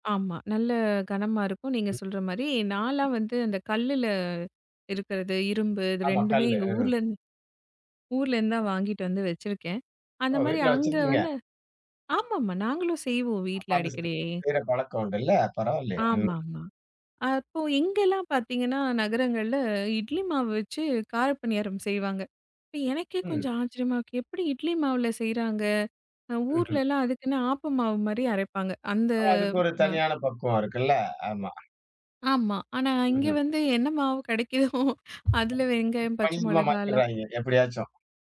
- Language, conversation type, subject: Tamil, podcast, ஒரு பாரம்பரிய உணவு எப்படி உருவானது என்பதற்கான கதையைச் சொல்ல முடியுமா?
- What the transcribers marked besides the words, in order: tapping; unintelligible speech; laughing while speaking: "கிடைக்குதோ"; unintelligible speech